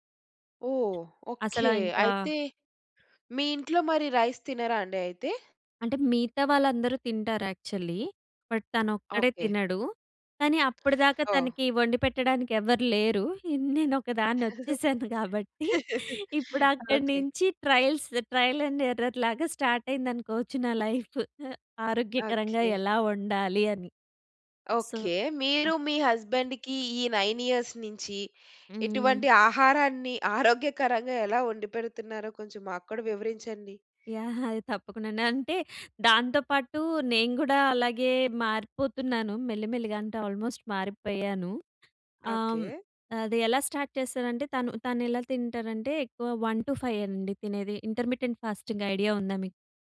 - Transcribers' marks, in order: other background noise; in English: "రైస్"; in English: "యక్చువల్లీ. బట్"; laugh; in English: "ట్రయల్స్ ట్రయల్ అండ్ ఎర్రర్"; in English: "స్టార్ట్"; in English: "సో"; in English: "హస్బెండ్‌కి"; in English: "నైన్ ఇయర్స్"; in English: "ఆల్మోస్ట్"; in English: "స్టార్ట్"; in English: "వన్ టు ఫైవ్"; in English: "ఇంటర్మిటెంట్ ఫాస్టింగ్ ఐడియా"
- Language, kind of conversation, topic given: Telugu, podcast, బడ్జెట్‌లో ఆరోగ్యకరంగా తినడానికి మీ సూచనలు ఏమిటి?